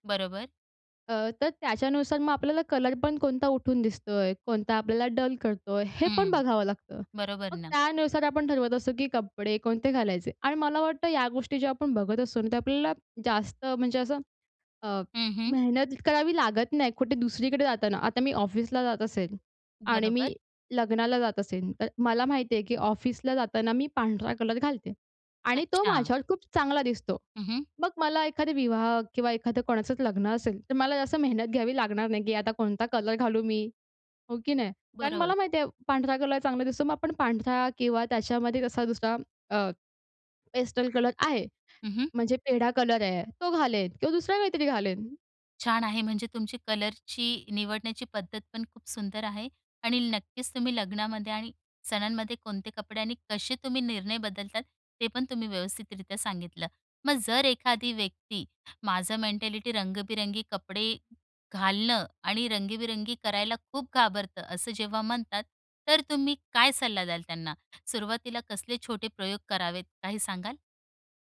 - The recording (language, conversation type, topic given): Marathi, podcast, तुम्ही स्वतःची स्टाईल ठरवताना साधी-सरळ ठेवायची की रंगीबेरंगी, हे कसे ठरवता?
- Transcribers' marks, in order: in English: "डल"; in English: "मेंटॅलिटी"